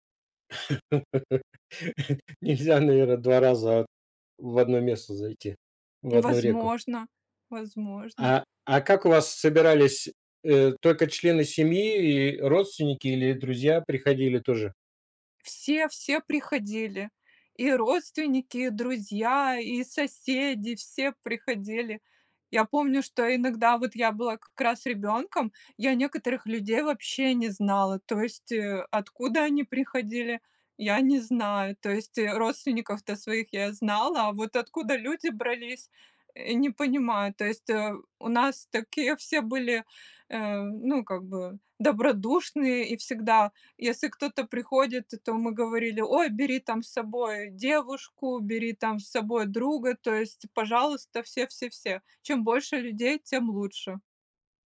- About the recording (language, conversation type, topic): Russian, podcast, Как проходили семейные праздники в твоём детстве?
- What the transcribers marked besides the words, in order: laugh; tapping